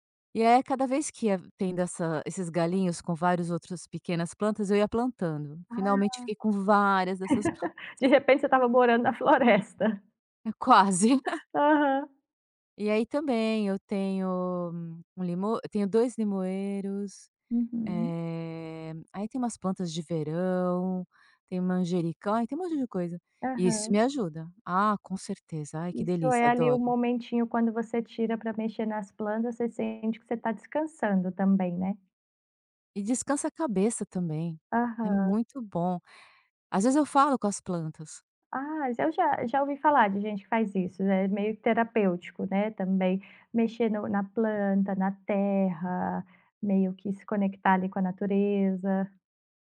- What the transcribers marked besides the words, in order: laugh; chuckle; other background noise; chuckle; tapping; drawn out: "eh"
- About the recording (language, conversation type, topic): Portuguese, podcast, Como você mantém equilíbrio entre aprender e descansar?